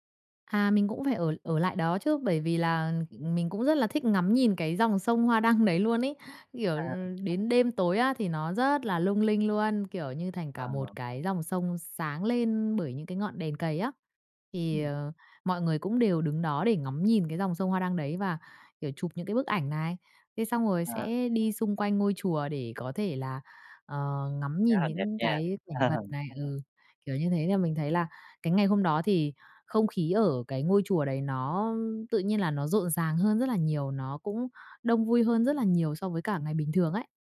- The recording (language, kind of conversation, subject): Vietnamese, podcast, Bạn có thể kể về một lần bạn thử tham gia lễ hội địa phương không?
- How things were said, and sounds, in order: tapping; laughing while speaking: "Ờ"